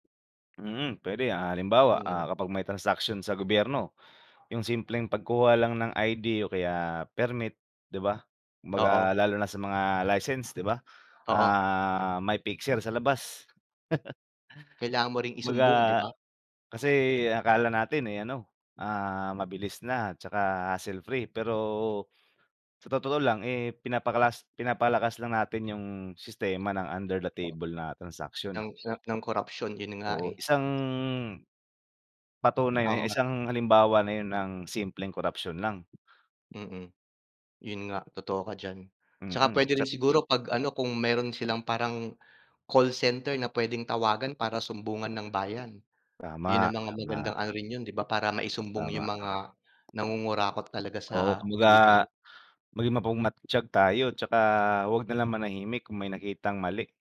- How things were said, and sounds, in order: chuckle; other background noise; tapping; unintelligible speech
- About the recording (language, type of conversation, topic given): Filipino, unstructured, Paano natin dapat harapin ang korapsyon sa bansa?